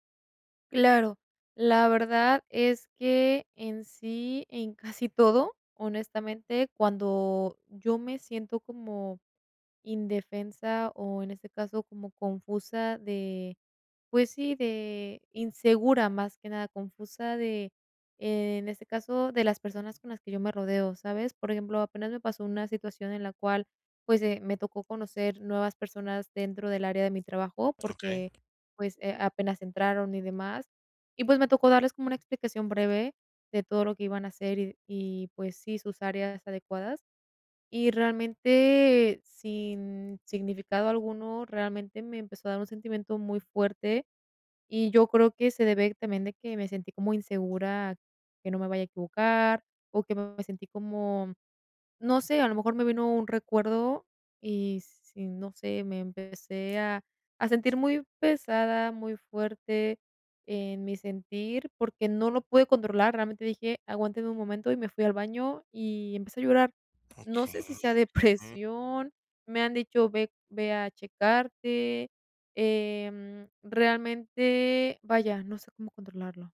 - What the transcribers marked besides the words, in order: laughing while speaking: "casi"; tapping; other background noise; background speech
- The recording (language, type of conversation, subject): Spanish, advice, ¿Cómo puedo manejar reacciones emocionales intensas en mi día a día?